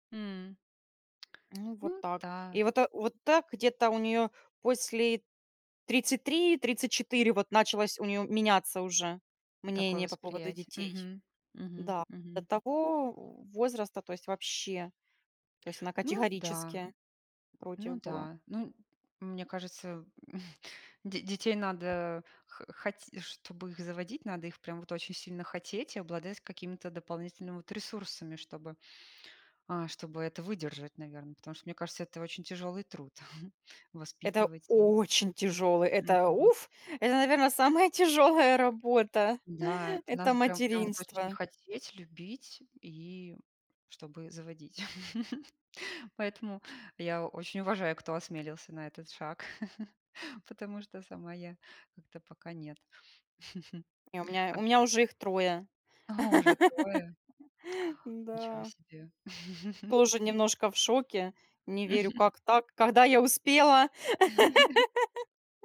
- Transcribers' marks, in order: tapping; chuckle; other background noise; chuckle; stressed: "очень"; laughing while speaking: "самая тяжелая работа"; laugh; laugh; chuckle; laugh; chuckle; laugh
- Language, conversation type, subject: Russian, unstructured, Как вы относитесь к дружбе с людьми, которые вас не понимают?